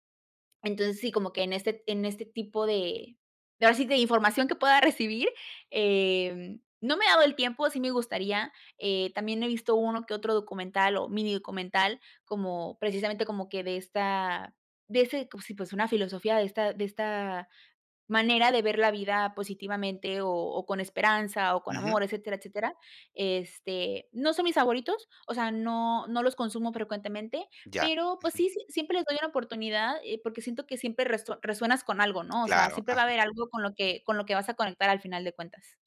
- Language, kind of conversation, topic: Spanish, podcast, ¿Qué aprendiste sobre disfrutar los pequeños momentos?
- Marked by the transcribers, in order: other background noise